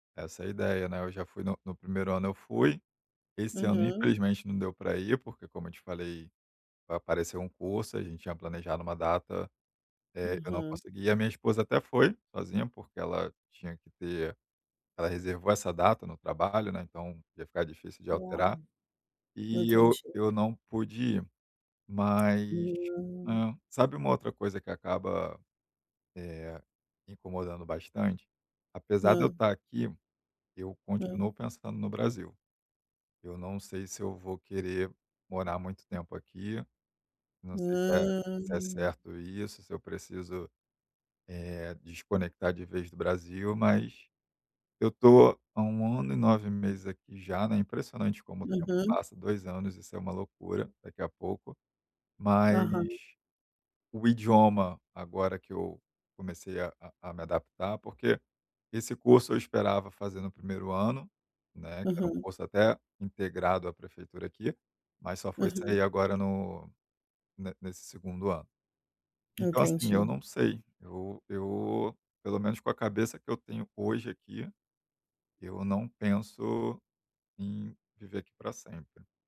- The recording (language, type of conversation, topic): Portuguese, advice, Como lidar com a saudade intensa de família e amigos depois de se mudar de cidade ou de país?
- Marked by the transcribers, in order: tapping; tongue click; drawn out: "Hum"